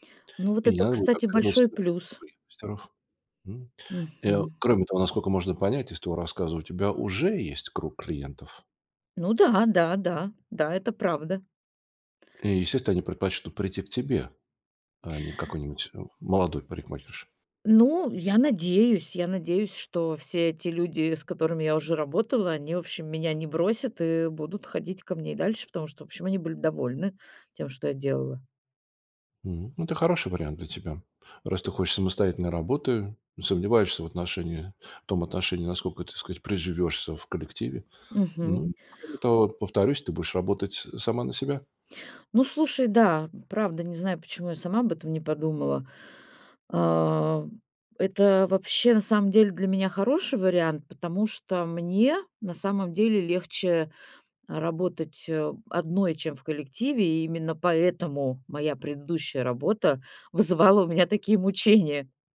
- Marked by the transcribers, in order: unintelligible speech; tapping; other background noise
- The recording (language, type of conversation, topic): Russian, advice, Как решиться сменить профессию в середине жизни?